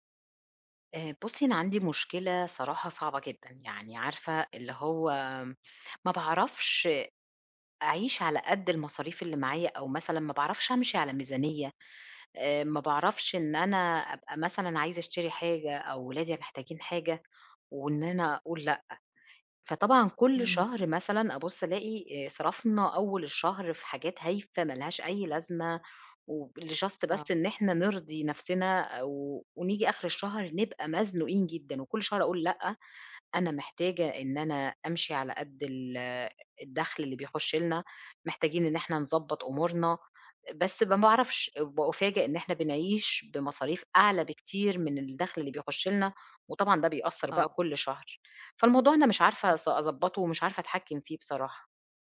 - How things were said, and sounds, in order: other background noise; in English: "لJust"
- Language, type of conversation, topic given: Arabic, advice, إزاي كانت تجربتك لما مصاريفك كانت أكتر من دخلك؟